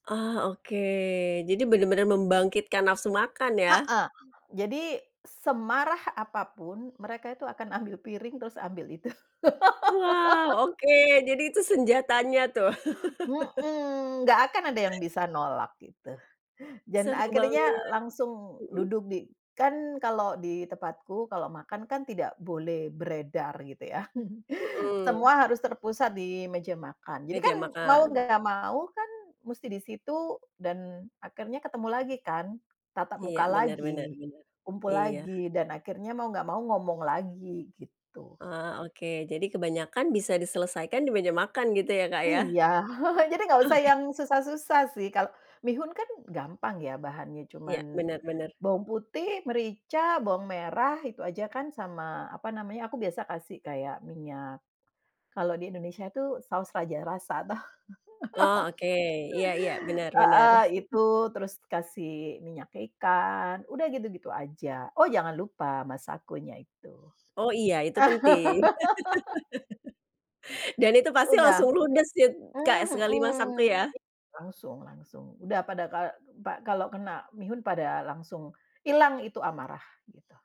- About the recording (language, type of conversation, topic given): Indonesian, podcast, Bagaimana cara sederhana membuat makanan penghibur untuk teman yang sedang sedih?
- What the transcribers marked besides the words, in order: laugh; laugh; chuckle; chuckle; laughing while speaking: "Oke"; laugh; tapping; chuckle; chuckle; laugh